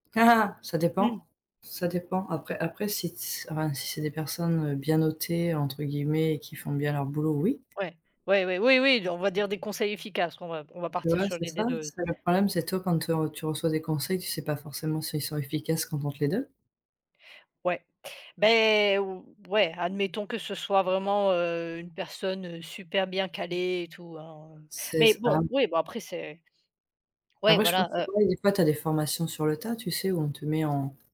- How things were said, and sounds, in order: chuckle
- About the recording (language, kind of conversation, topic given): French, unstructured, Les échanges informels au bureau sont-ils plus importants que les formations structurées pour développer les compétences ?